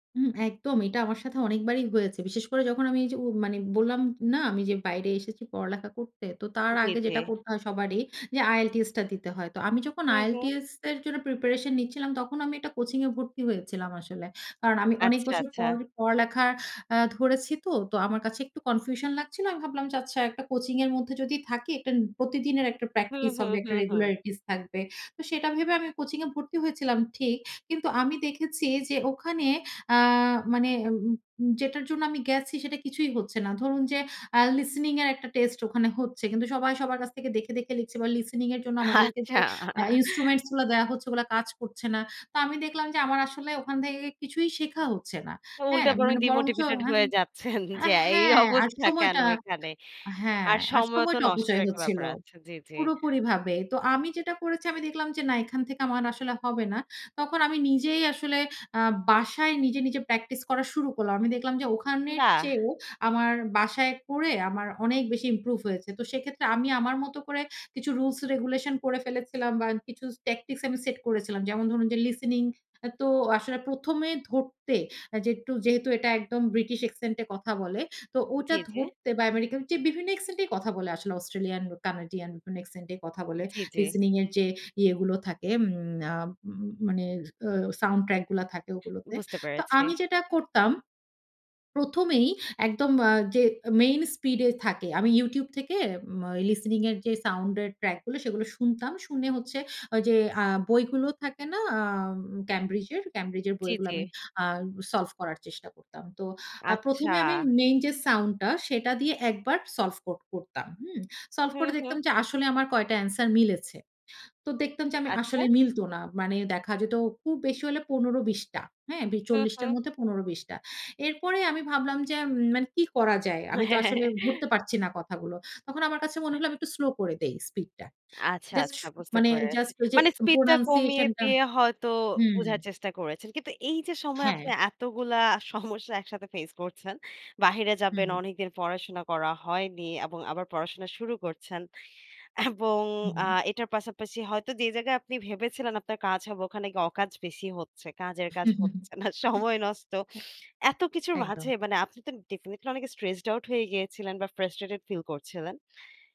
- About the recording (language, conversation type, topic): Bengali, podcast, শেখা জ্ঞান কাজে লাগিয়ে সেটি বাস্তবে কতটা কার্যকর হলো, তা আপনি কীভাবে যাচাই করেন?
- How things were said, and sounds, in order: in English: "কনফিউশন"; in English: "রেগুলারিটিস"; in English: "listening"; laughing while speaking: "আচ্ছা"; chuckle; in English: "listening"; in English: "instruments"; in English: "ডিমোটিভেটেড"; laughing while speaking: "যাচ্ছেন যে, এই অবস্থা কেনো"; in English: "ইমপ্রুভ"; in English: "রুলস রেগুলেশন"; "কিছু" said as "কিছুস"; in English: "ট্যাকটিক্স"; in English: "listening"; in English: "listening"; in English: "সাউন্ড ট্র্যাক"; in English: "listening"; other background noise; chuckle; in English: "প্রনানসিয়েশন"; scoff; in English: "ফেইস"; scoff; laughing while speaking: "না, সময় নষ্ট"; laughing while speaking: "হুম, হুম, হুম। উম"; in English: "ডেফিনিটলি"; in English: "স্ট্রেসড আউট"; in English: "ফ্রাস্ট্রেটেড ফিল"